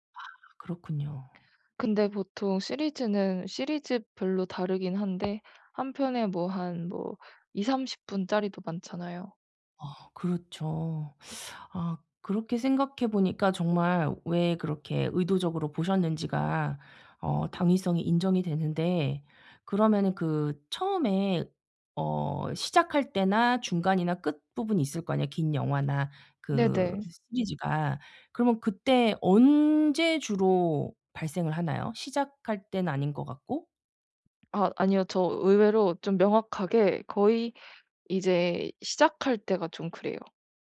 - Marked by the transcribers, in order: tapping; other background noise
- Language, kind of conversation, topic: Korean, advice, 영화나 음악을 감상할 때 스마트폰 때문에 자꾸 산만해져서 집중이 안 되는데, 어떻게 하면 좋을까요?